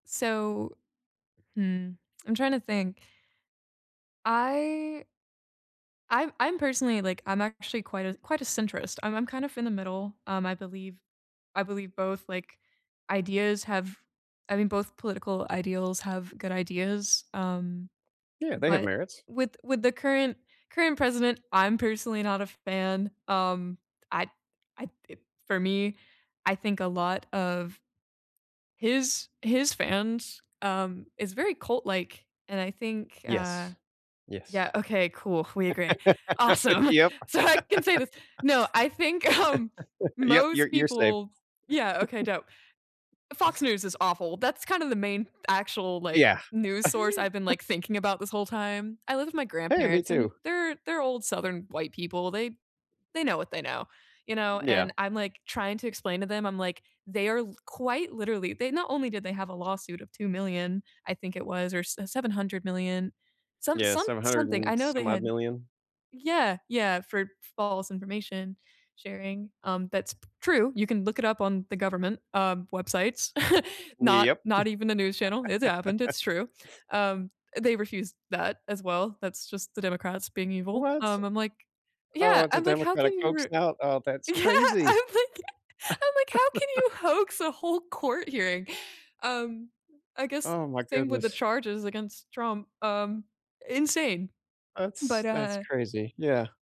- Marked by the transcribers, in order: stressed: "awesome"; chuckle; laughing while speaking: "um"; laugh; laughing while speaking: "Yep"; laugh; chuckle; other background noise; tapping; chuckle; chuckle; laugh; laughing while speaking: "Yeah, I'm like I'm like, How can you hoax"; laugh
- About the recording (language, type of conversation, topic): English, unstructured, What impact do you think fake news has on society?
- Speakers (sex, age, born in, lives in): female, 20-24, United States, United States; male, 35-39, United States, United States